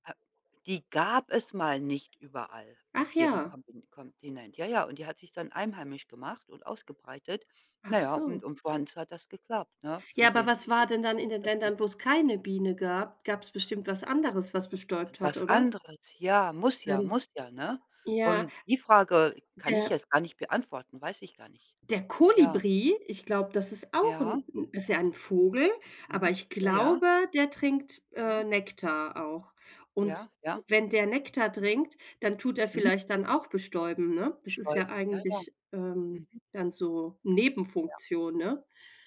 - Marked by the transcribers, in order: other background noise; unintelligible speech
- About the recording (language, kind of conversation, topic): German, unstructured, Warum ist es wichtig, Bienen zum Schutz der Umwelt zu erhalten?